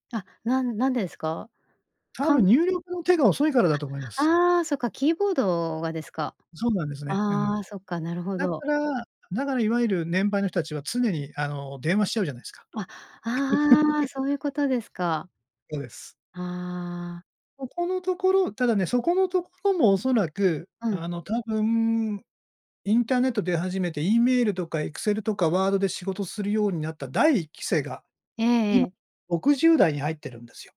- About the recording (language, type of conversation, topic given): Japanese, podcast, これからのリモートワークは将来どのような形になっていくと思いますか？
- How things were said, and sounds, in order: laugh